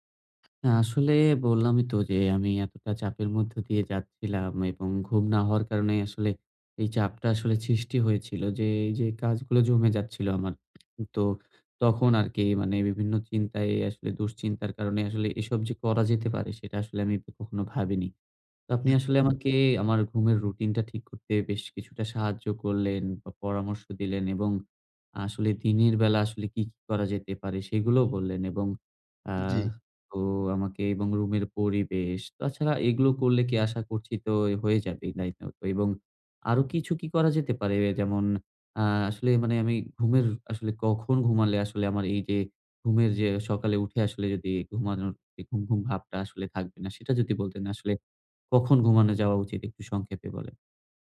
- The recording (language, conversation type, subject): Bengali, advice, নিয়মিত ঘুমের রুটিনের অভাব
- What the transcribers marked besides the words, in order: tapping; in English: "নাইট আউট"